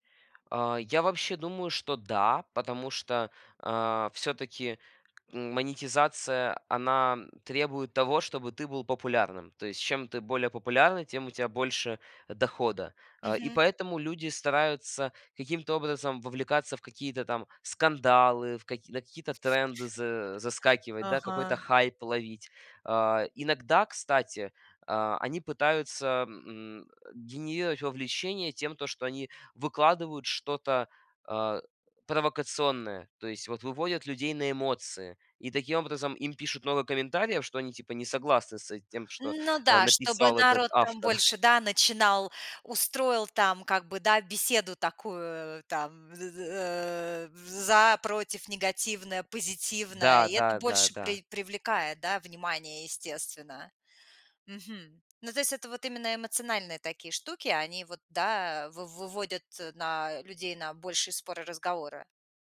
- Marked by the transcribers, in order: tapping; unintelligible speech; chuckle; other background noise
- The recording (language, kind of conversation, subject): Russian, podcast, Как социальные сети изменили то, как вы показываете себя?